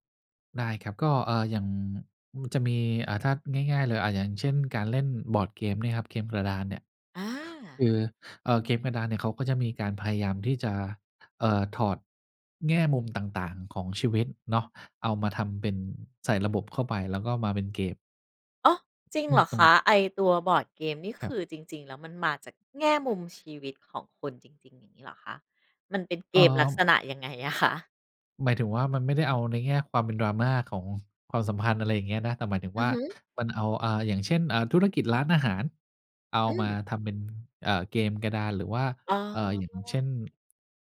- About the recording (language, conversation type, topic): Thai, podcast, ทำอย่างไรถึงจะค้นหาความสนใจใหม่ๆ ได้เมื่อรู้สึกตัน?
- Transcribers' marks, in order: none